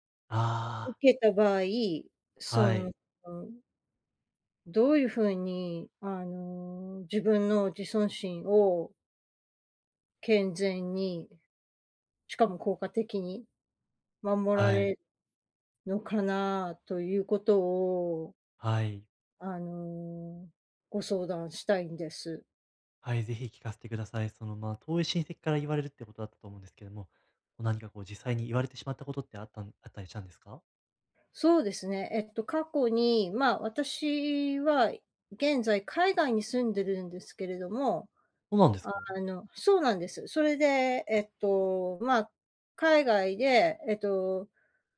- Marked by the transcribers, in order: none
- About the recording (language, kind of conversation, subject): Japanese, advice, 建設的でない批判から自尊心を健全かつ効果的に守るにはどうすればよいですか？